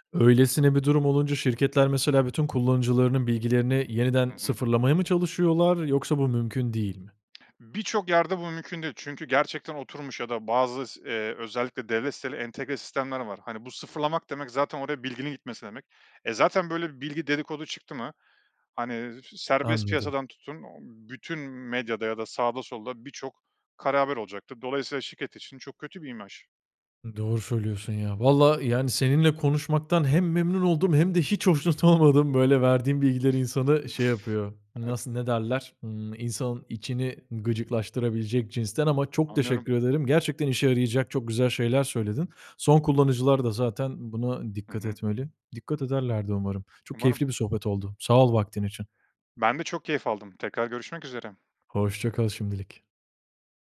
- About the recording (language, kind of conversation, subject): Turkish, podcast, Yeni bir teknolojiyi denemeye karar verirken nelere dikkat ediyorsun?
- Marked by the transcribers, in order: other background noise; laughing while speaking: "olmadım"; tapping